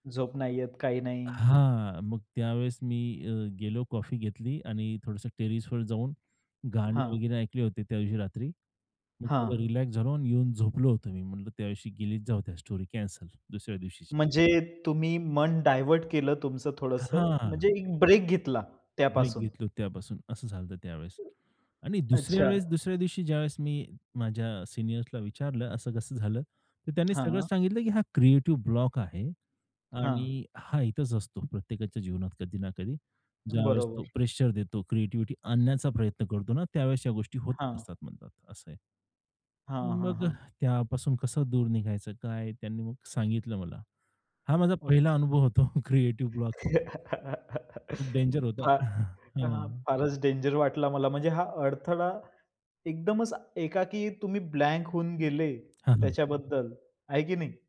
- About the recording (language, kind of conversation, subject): Marathi, podcast, सर्जनशीलतेत अडथळा आला की तुम्ही काय करता?
- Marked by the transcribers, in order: in English: "स्टोरी"; other noise; laughing while speaking: "होतो"; laugh; chuckle